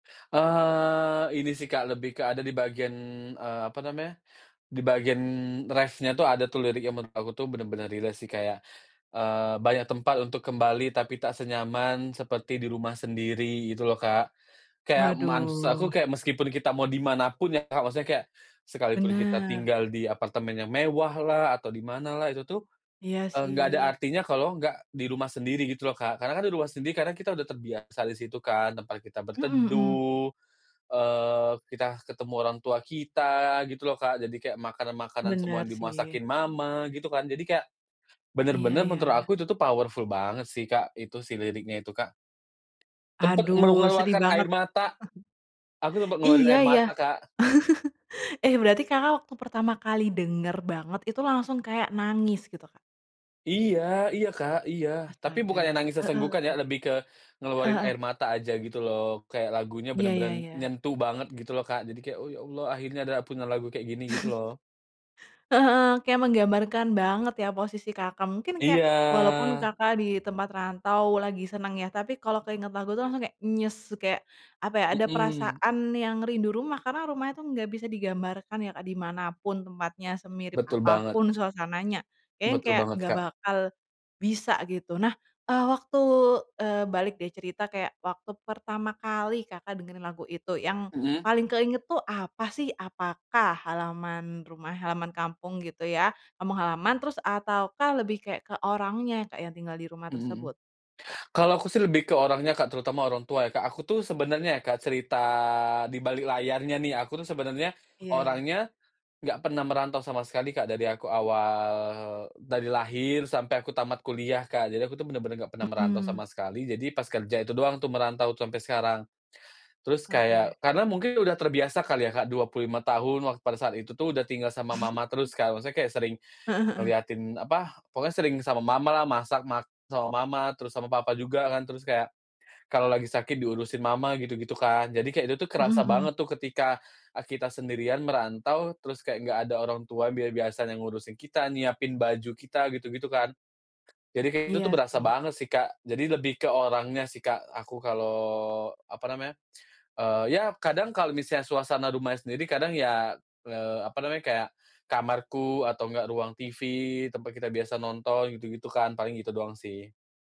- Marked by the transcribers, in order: drawn out: "Eee"; in English: "reff-nya"; tapping; in English: "relate"; in English: "powerful"; chuckle; chuckle; drawn out: "Iya"; other background noise; other noise; drawn out: "awal"; chuckle
- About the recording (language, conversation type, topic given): Indonesian, podcast, Lagu apa yang membuat kamu merasa seperti pulang atau rindu kampung?